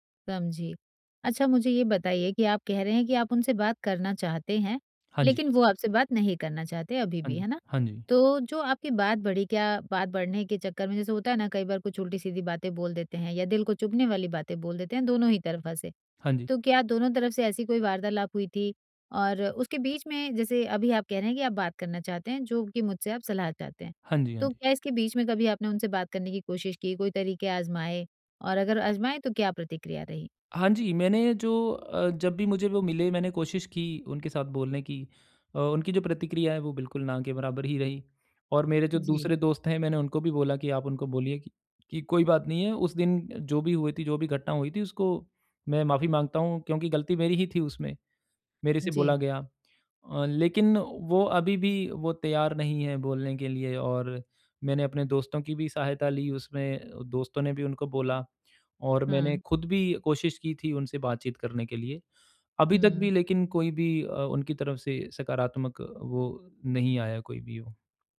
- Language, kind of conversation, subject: Hindi, advice, मित्र के साथ झगड़े को शांत तरीके से कैसे सुलझाऊँ और संवाद बेहतर करूँ?
- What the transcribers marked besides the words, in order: tapping